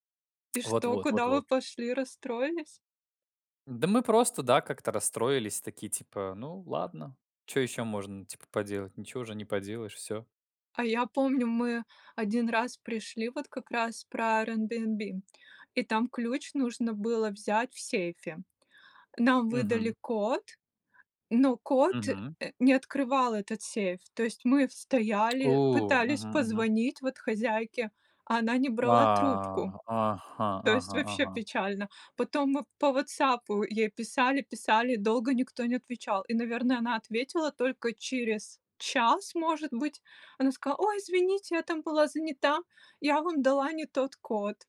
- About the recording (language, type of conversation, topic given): Russian, unstructured, Что вас больше всего разочаровывало в поездках?
- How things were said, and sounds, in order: tsk; tsk; tapping; put-on voice: "Ой, извините, я там была занята"